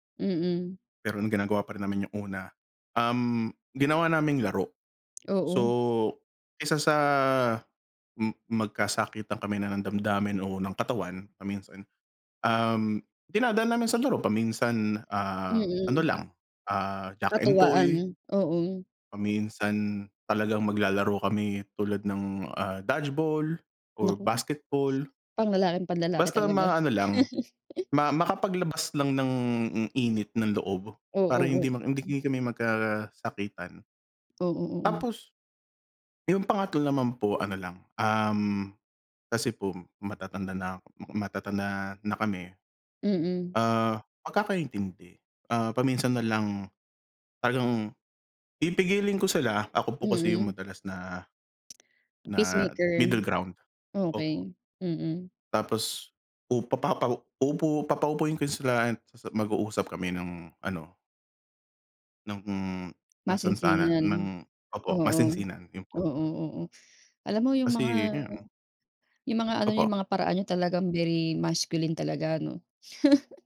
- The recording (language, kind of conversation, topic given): Filipino, unstructured, Ano ang paborito mong gawin kapag kasama mo ang mga kaibigan mo?
- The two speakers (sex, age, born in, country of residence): female, 35-39, Philippines, Philippines; male, 35-39, Philippines, United States
- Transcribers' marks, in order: laugh; laugh